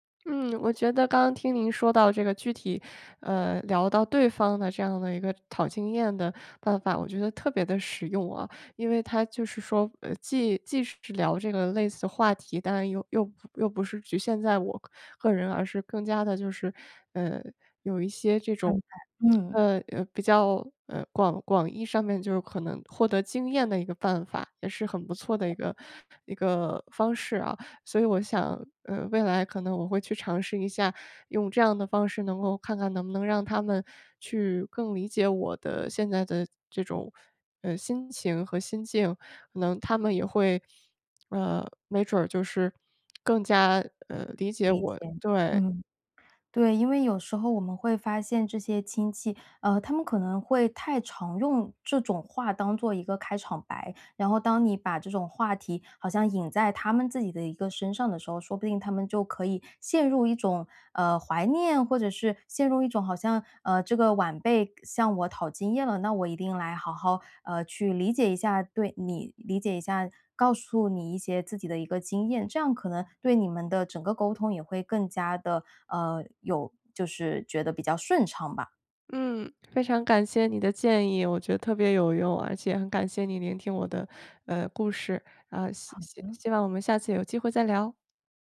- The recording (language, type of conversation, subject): Chinese, advice, 如何在家庭传统与个人身份之间的冲突中表达真实的自己？
- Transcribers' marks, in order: unintelligible speech